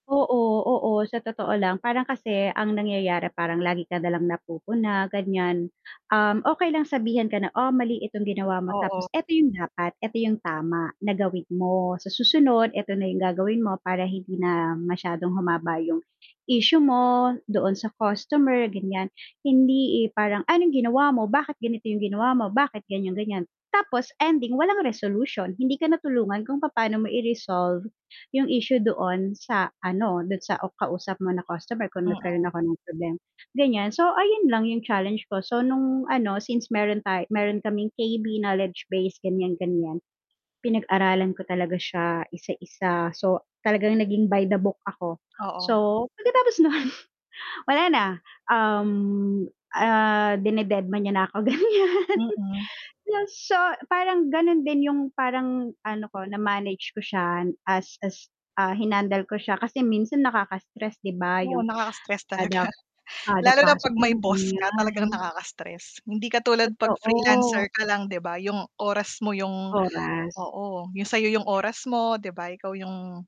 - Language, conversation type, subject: Filipino, unstructured, Ano-ano ang mga hamon na nararanasan mo sa trabaho araw-araw?
- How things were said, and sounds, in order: mechanical hum; distorted speech; other background noise; bird; static; in English: "by the book"; tapping; chuckle; laughing while speaking: "ganiyan"; laughing while speaking: "talaga"